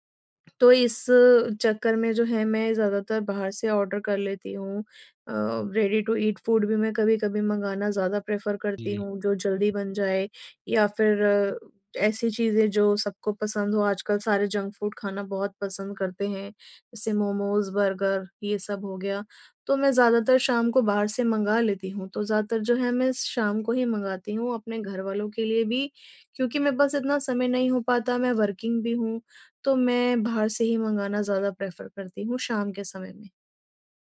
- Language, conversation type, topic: Hindi, advice, काम की व्यस्तता के कारण आप अस्वस्थ भोजन क्यों कर लेते हैं?
- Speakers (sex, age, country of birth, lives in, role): female, 30-34, India, India, user; male, 18-19, India, India, advisor
- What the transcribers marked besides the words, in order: in English: "ऑर्डर"; in English: "रेडी टू ईट फूड"; in English: "प्रेफर"; in English: "जंक फूड"; in English: "वर्किंग"; in English: "प्रेफर"